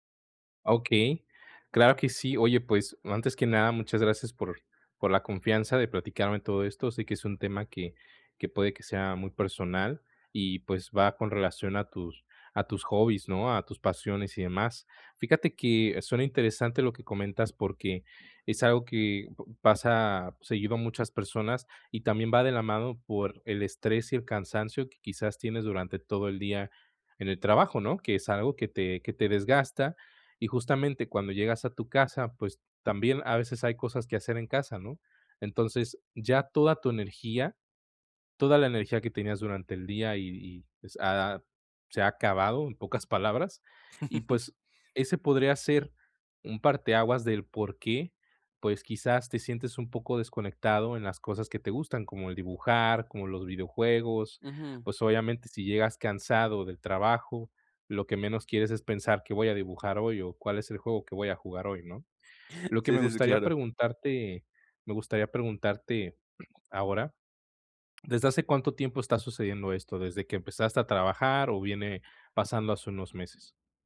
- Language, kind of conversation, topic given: Spanish, advice, ¿Cómo puedo volver a conectar con lo que me apasiona si me siento desconectado?
- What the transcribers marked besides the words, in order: chuckle